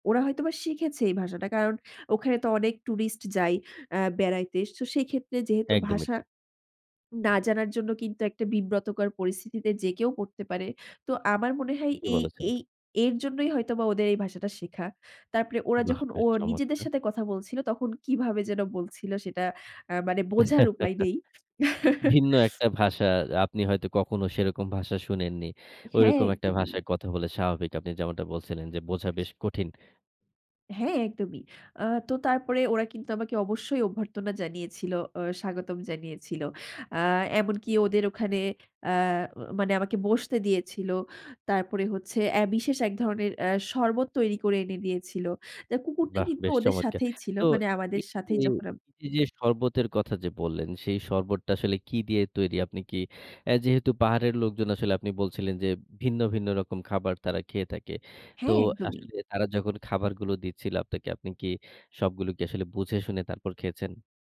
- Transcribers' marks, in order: tapping; chuckle; other background noise
- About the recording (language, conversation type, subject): Bengali, podcast, আপনি কি কোনো অচেনা শহরে একা ঘুরে বেড়ানোর অভিজ্ঞতার গল্প বলবেন?